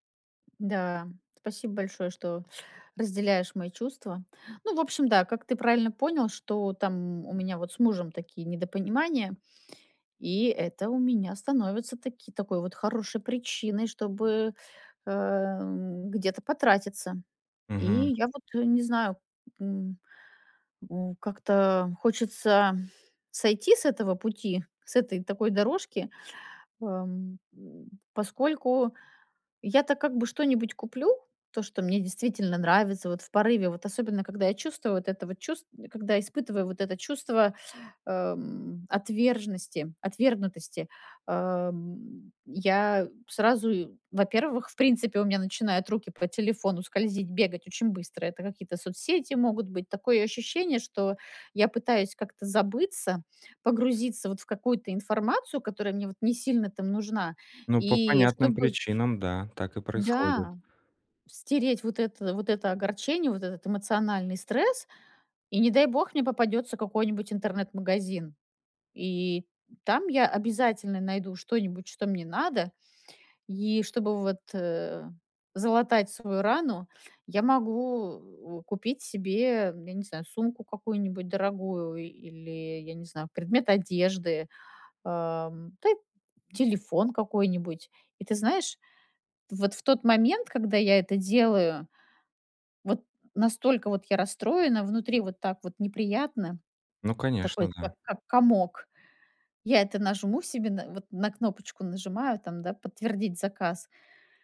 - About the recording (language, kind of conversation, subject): Russian, advice, Как мне контролировать импульсивные покупки и эмоциональные траты?
- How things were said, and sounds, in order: tapping; exhale; "отверженности" said as "отвержнести"; other background noise